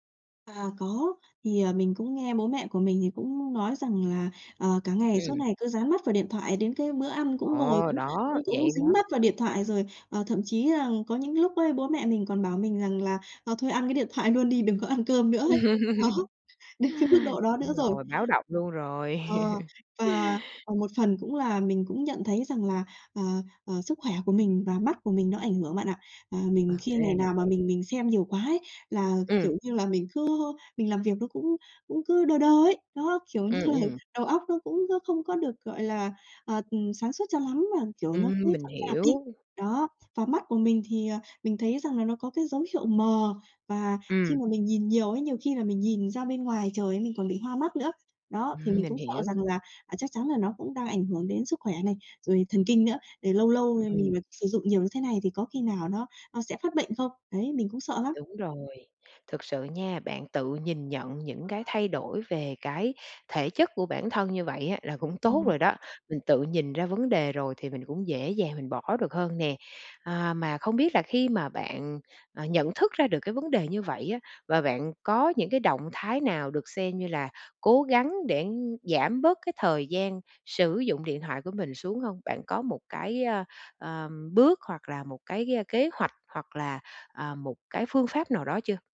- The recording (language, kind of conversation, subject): Vietnamese, advice, Bạn muốn làm gì để giảm thời gian dùng điện thoại và mạng xã hội?
- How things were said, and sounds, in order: tapping; laughing while speaking: "thoại"; laugh; laughing while speaking: "Đó"; laugh; laughing while speaking: "như là"; other background noise